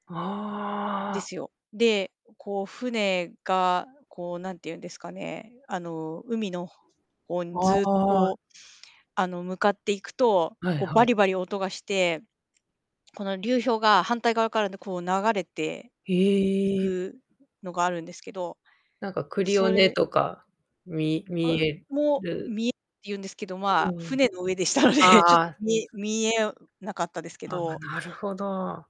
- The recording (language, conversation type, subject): Japanese, unstructured, 最近、自然の美しさを感じた経験を教えてください？
- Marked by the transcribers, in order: drawn out: "ああ"; distorted speech; laughing while speaking: "したので"